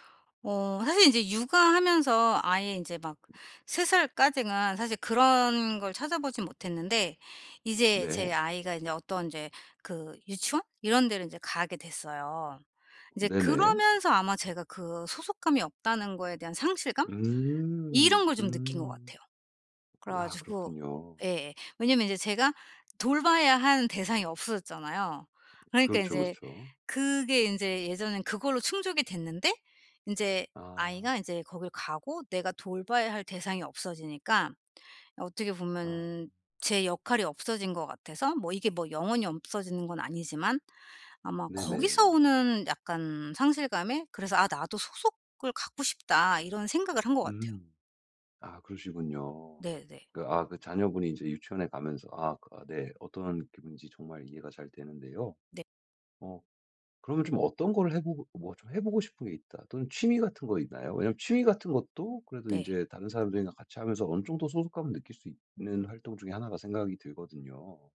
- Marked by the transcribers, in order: other background noise
- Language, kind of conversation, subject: Korean, advice, 소속감을 잃지 않으면서도 제 개성을 어떻게 지킬 수 있을까요?